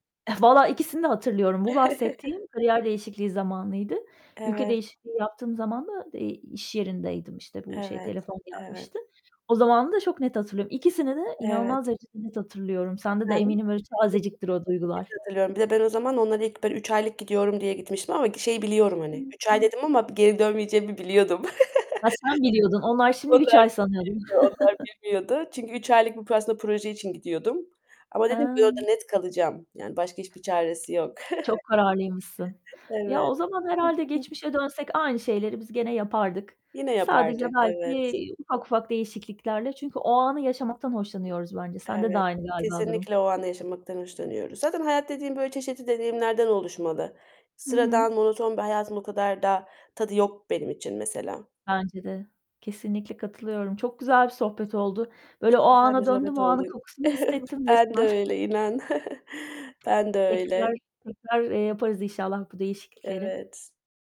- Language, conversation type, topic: Turkish, unstructured, Geçmişe dönüp bir anınızı yeniden yaşamak isteseydiniz, hangisi olurdu?
- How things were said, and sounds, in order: giggle; chuckle; distorted speech; tapping; unintelligible speech; static; unintelligible speech; chuckle; giggle; other background noise; laughing while speaking: "Evet"; chuckle; giggle; chuckle